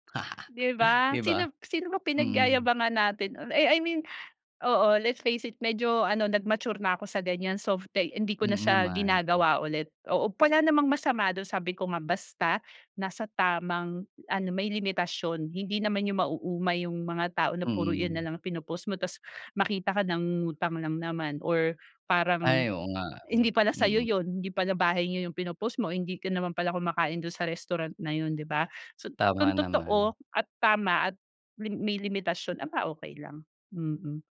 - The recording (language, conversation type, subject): Filipino, podcast, Ano ang ginagawa mo para makapagpahinga muna sa paggamit ng mga kagamitang digital paminsan-minsan?
- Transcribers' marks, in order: in English: "let's face it"; unintelligible speech